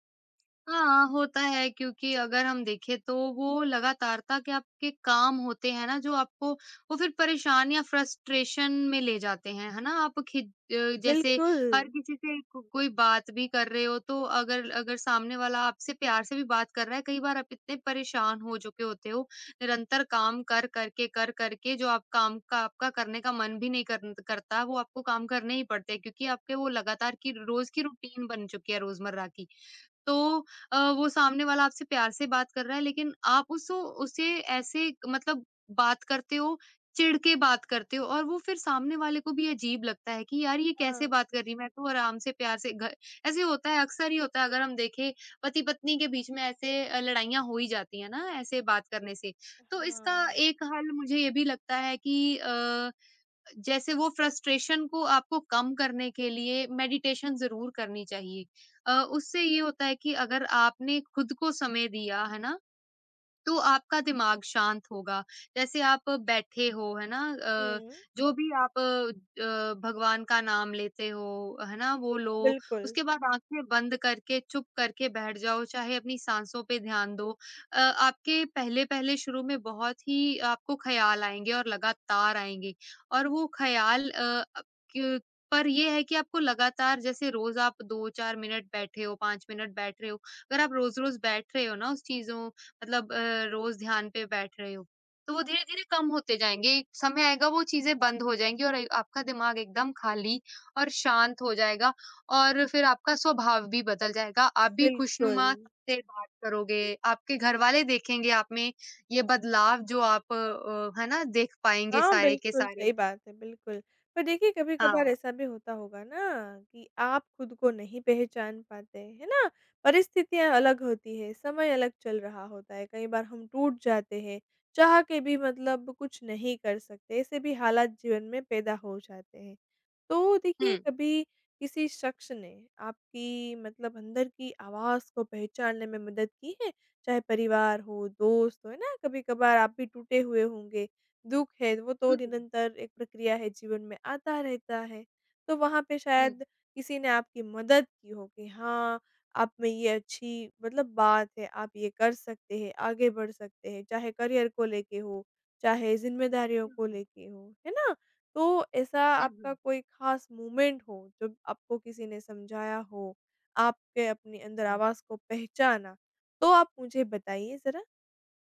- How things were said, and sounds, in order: in English: "फ्रस्ट्रेशन"; in English: "रूटीन"; in English: "फ्रस्ट्रेशन"; in English: "मेडिटेशन"; in English: "करियर"; in English: "मोमेंट"
- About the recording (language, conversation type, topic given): Hindi, podcast, अंदर की आवाज़ को ज़्यादा साफ़ और मज़बूत बनाने के लिए आप क्या करते हैं?